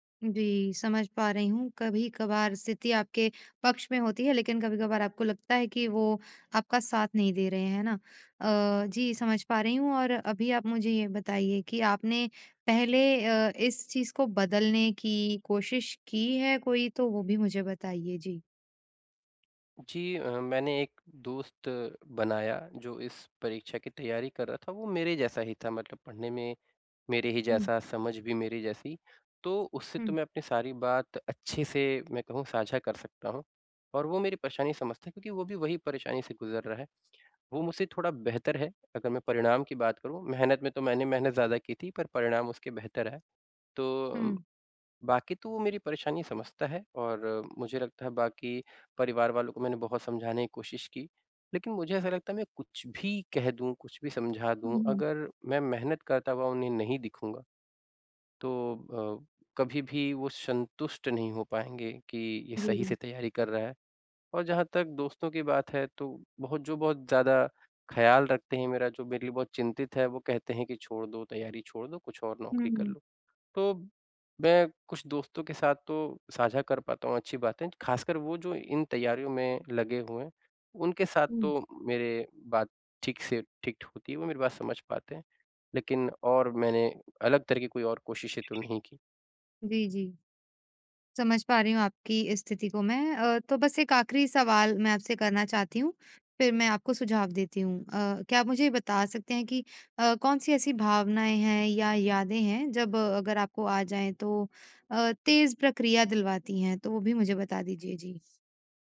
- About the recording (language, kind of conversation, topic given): Hindi, advice, मैं अपने भावनात्मक ट्रिगर और उनकी प्रतिक्रियाएँ कैसे पहचानूँ?
- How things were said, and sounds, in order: other background noise